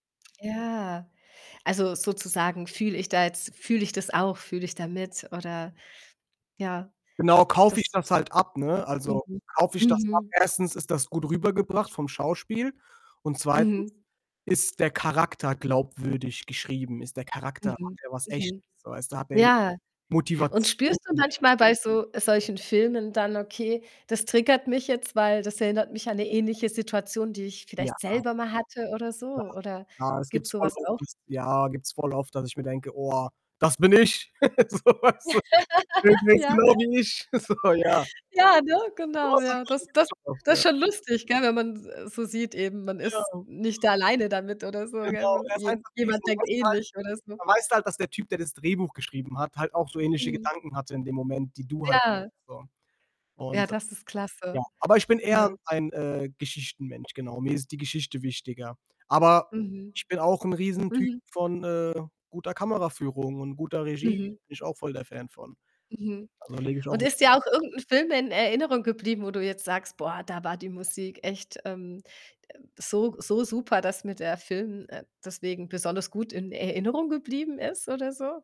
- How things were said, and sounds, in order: other background noise; distorted speech; unintelligible speech; laugh; laughing while speaking: "So, weißt du"; laugh; unintelligible speech; unintelligible speech; unintelligible speech; background speech
- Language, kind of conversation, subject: German, podcast, Welcher Film hat dich besonders bewegt?